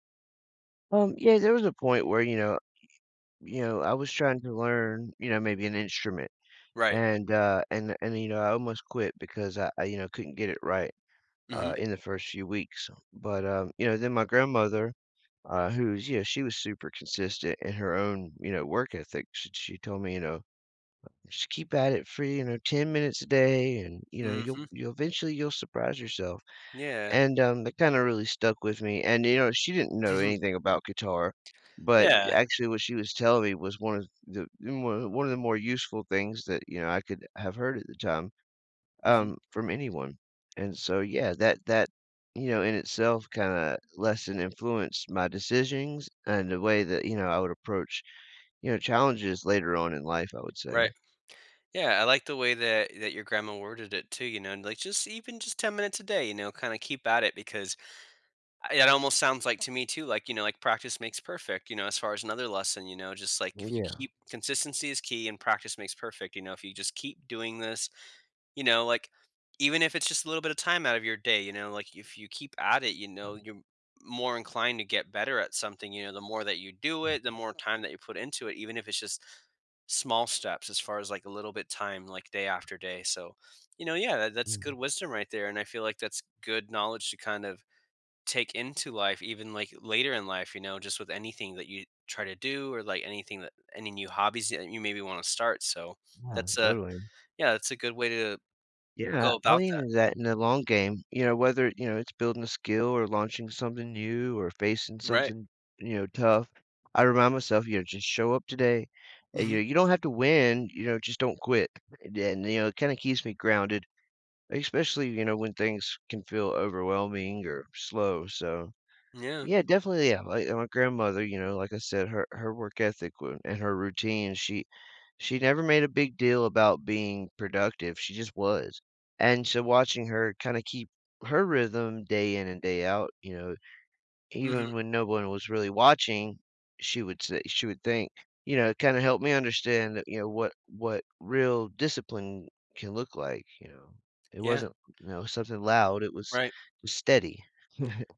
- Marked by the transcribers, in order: other background noise; laughing while speaking: "Mhm"; tapping; chuckle
- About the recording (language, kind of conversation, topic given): English, podcast, How have your childhood experiences shaped who you are today?